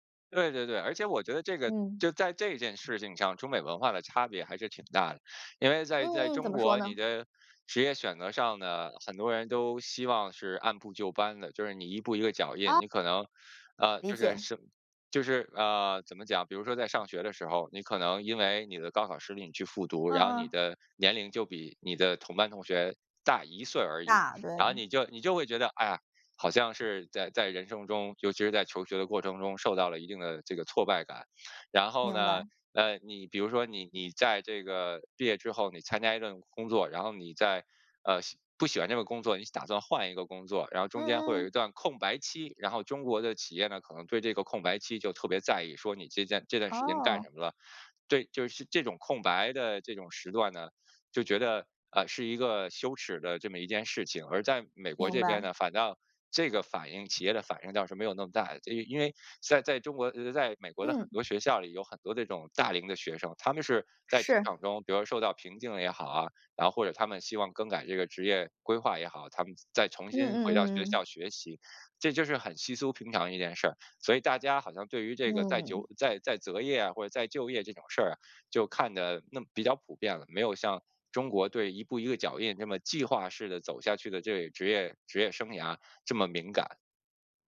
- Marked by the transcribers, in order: other background noise
- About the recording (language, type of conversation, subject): Chinese, podcast, 在选择工作时，家人的意见有多重要？